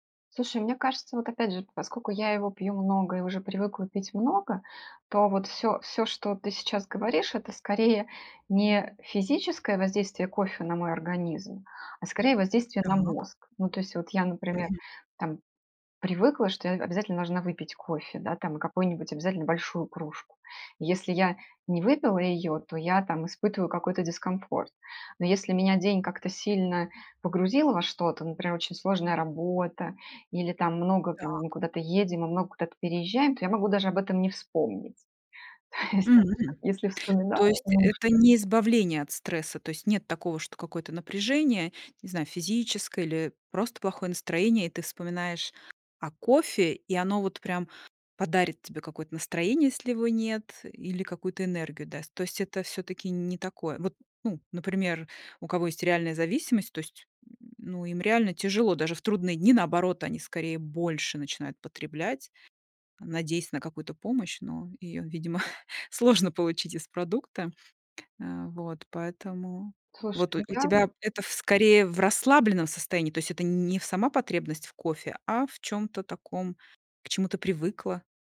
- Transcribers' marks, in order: chuckle; chuckle; tapping
- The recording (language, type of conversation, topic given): Russian, podcast, Как выглядит твой утренний ритуал с кофе или чаем?